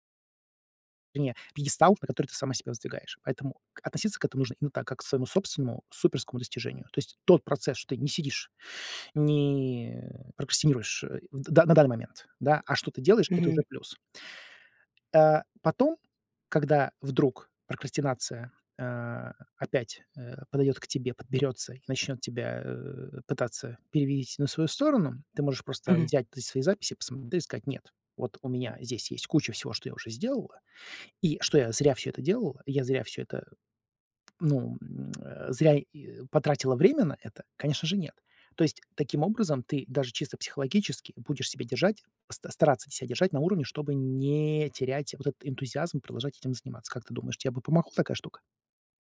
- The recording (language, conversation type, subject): Russian, advice, Как вы прокрастинируете из-за страха неудачи и самокритики?
- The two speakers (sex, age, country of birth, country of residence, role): female, 40-44, Russia, United States, user; male, 45-49, Russia, United States, advisor
- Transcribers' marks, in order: other background noise; "сказать" said as "скать"; tsk